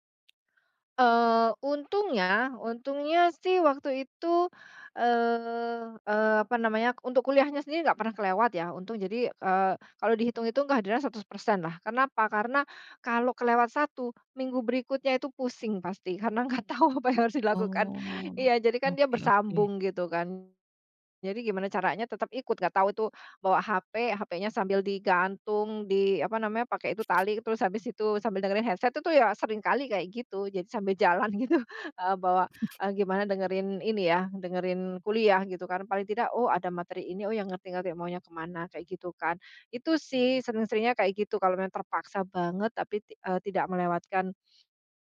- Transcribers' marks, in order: other background noise; laughing while speaking: "karena nggak tahu apa yang harus dilakukan"; in English: "headset"; laughing while speaking: "gitu"; chuckle
- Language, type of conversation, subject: Indonesian, podcast, Bagaimana kamu memilih prioritas belajar di tengah kesibukan?